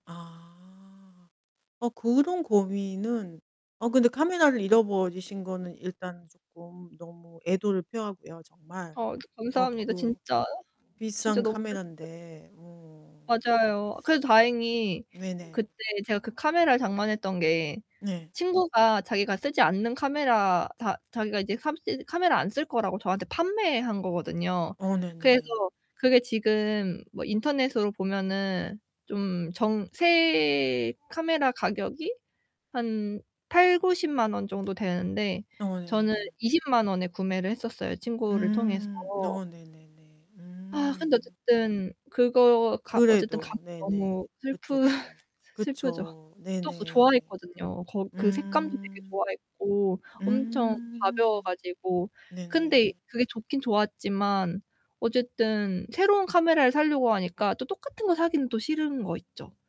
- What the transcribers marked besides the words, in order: distorted speech; unintelligible speech; laugh
- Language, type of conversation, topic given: Korean, advice, 취미에 대한 관심을 오래 지속하려면 어떻게 해야 하나요?